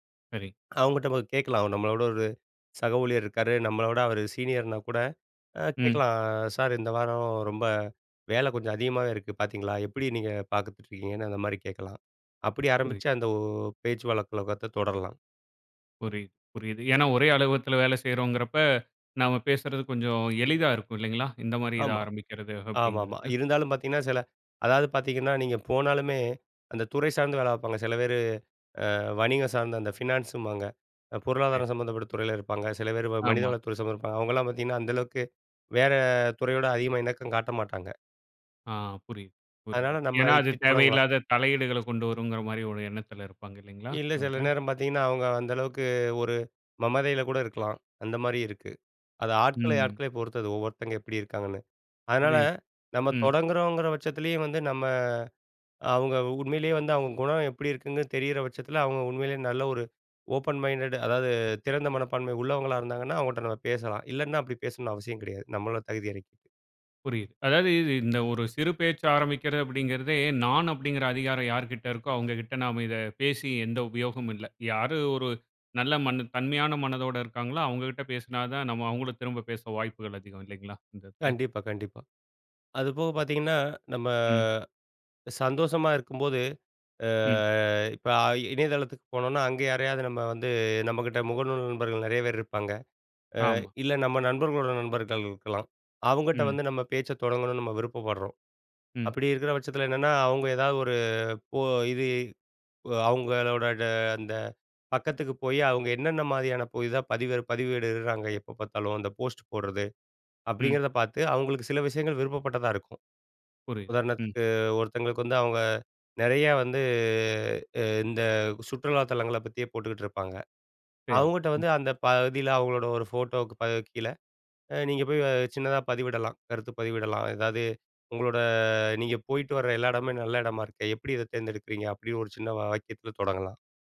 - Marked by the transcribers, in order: "அவங்கட்ட" said as "அவுங்கட்டமொத"; in English: "சீனியர்ன்னா"; drawn out: "வாரம்"; "வழக்கத்த" said as "வழக்கலகத்த"; other background noise; in English: "ஃபினான்ஸும்பாங்க"; "எப்படி" said as "எப்பிடி"; "எப்படி" said as "எப்பிடி"; in English: "ஓப்பன் மைன்டட்"; drawn out: "ஆ"; "அப்படி" said as "அப்பிடி"; "பதிவிடுறாங்க" said as "பதிவேடுகிறாங்க"; "எப்படி" said as "எப்பிடி"; "அப்படி" said as "அப்பிடி"
- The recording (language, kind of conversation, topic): Tamil, podcast, சின்ன உரையாடலை எப்படித் தொடங்குவீர்கள்?